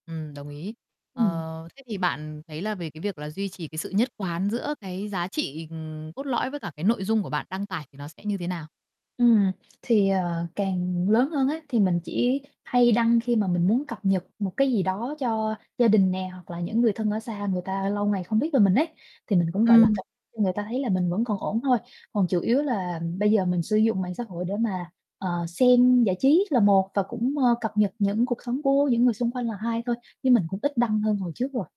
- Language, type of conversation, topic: Vietnamese, podcast, Làm sao để sống thật với chính mình khi đăng bài trên mạng xã hội?
- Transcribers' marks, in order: distorted speech; other background noise; tapping